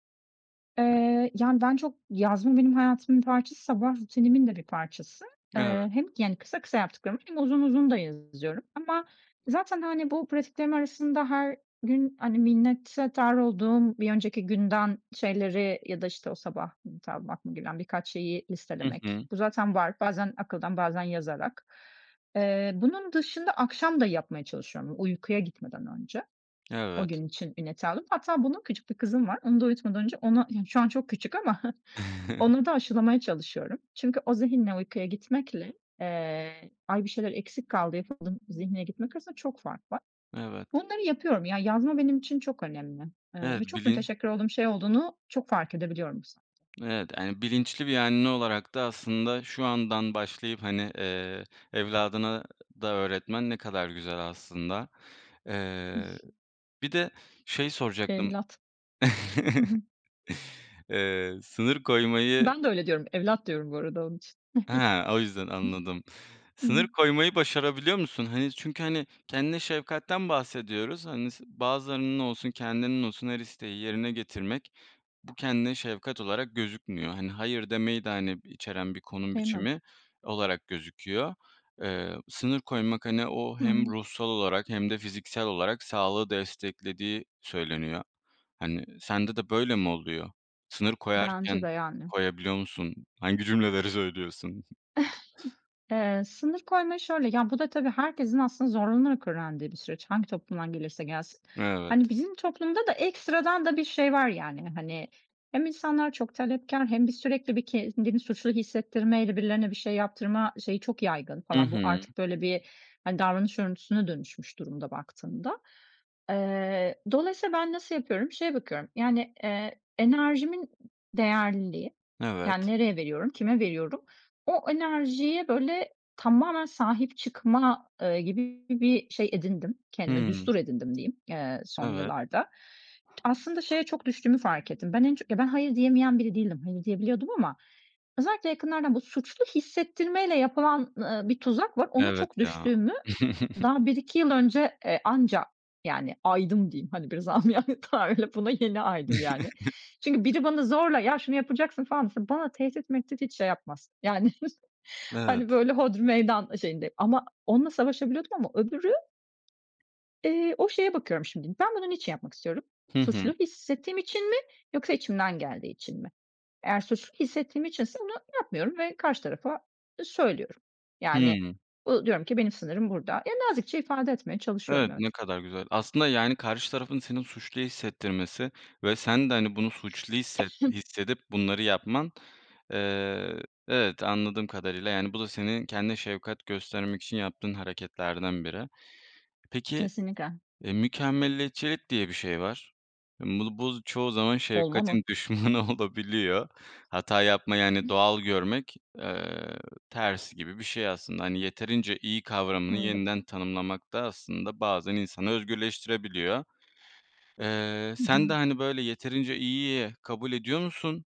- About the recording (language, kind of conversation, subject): Turkish, podcast, Kendine şefkat göstermek için neler yapıyorsun?
- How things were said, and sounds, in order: other background noise; unintelligible speech; chuckle; chuckle; chuckle; chuckle; laughing while speaking: "Hangi cümleleri söylüyorsun?"; chuckle; chuckle; tapping; laughing while speaking: "biraz âmiyane tabirle, buna yeni aydım"; chuckle; chuckle; sneeze; laughing while speaking: "düşmanı olabiliyor"; chuckle